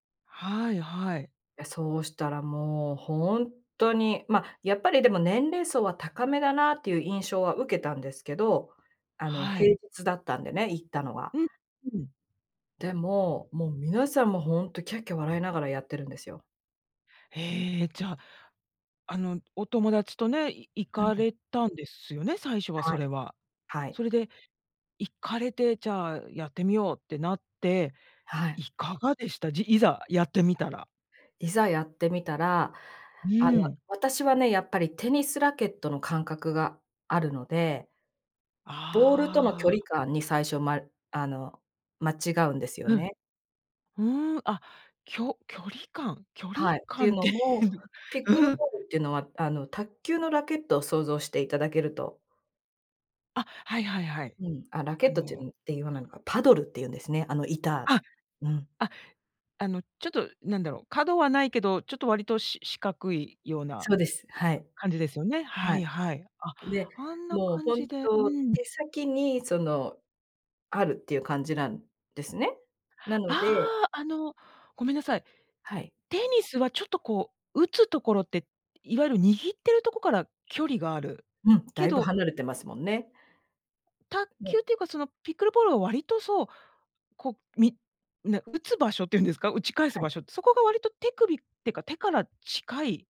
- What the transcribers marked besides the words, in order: laughing while speaking: "距離感っていう"
- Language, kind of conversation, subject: Japanese, podcast, 最近ハマっている遊びや、夢中になっている創作活動は何ですか？